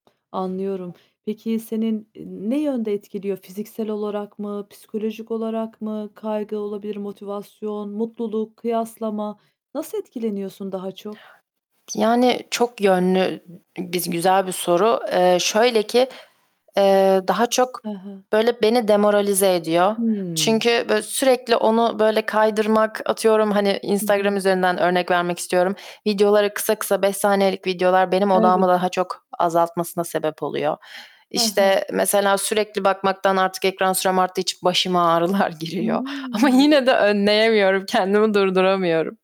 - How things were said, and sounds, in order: static; tapping; other background noise; distorted speech; laughing while speaking: "ağrılar giriyor ama"
- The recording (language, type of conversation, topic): Turkish, podcast, Sosyal medyanın hayatın üzerindeki etkilerini nasıl değerlendiriyorsun?